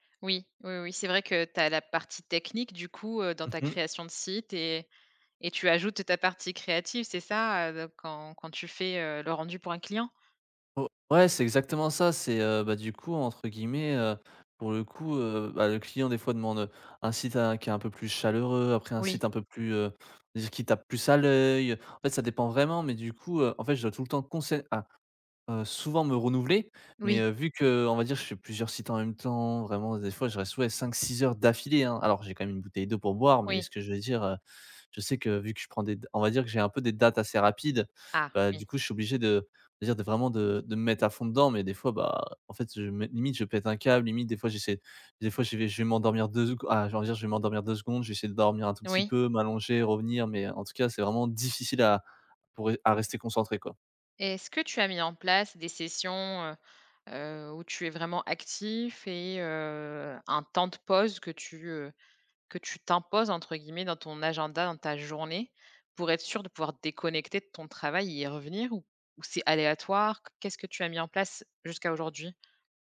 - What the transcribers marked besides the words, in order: none
- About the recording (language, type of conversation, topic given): French, advice, Comment puis-je rester concentré pendant de longues sessions, même sans distractions ?